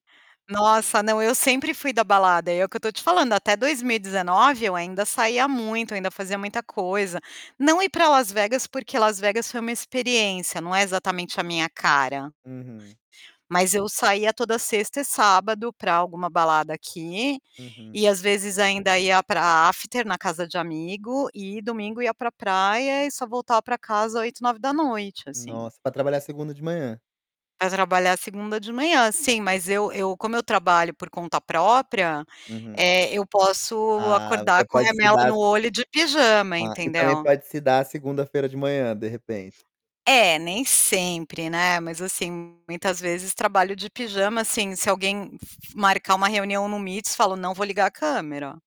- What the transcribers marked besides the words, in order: static; in English: "after"
- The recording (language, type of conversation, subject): Portuguese, podcast, Como você equilibra o tempo sozinho com o tempo social?